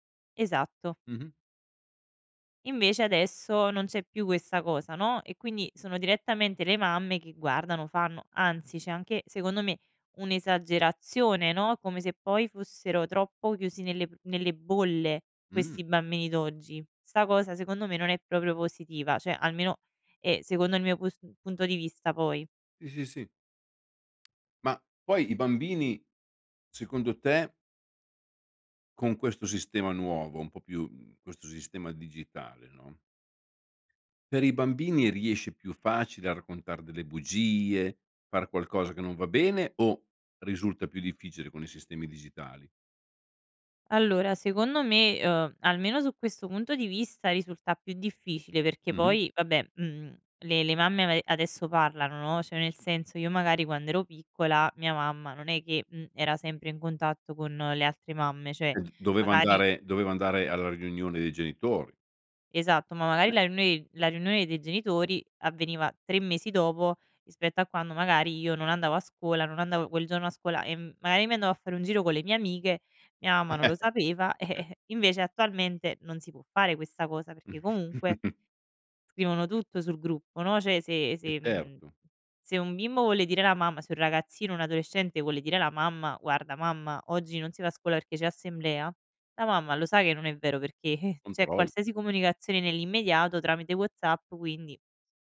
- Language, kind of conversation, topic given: Italian, podcast, Che ruolo hanno i gruppi WhatsApp o Telegram nelle relazioni di oggi?
- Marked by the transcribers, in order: "cioè" said as "ceh"; other background noise; "cioè" said as "ceh"; "cioè" said as "ceh"; "riunione" said as "runei"; chuckle; laughing while speaking: "eh"; chuckle; "cioè" said as "ceh"; chuckle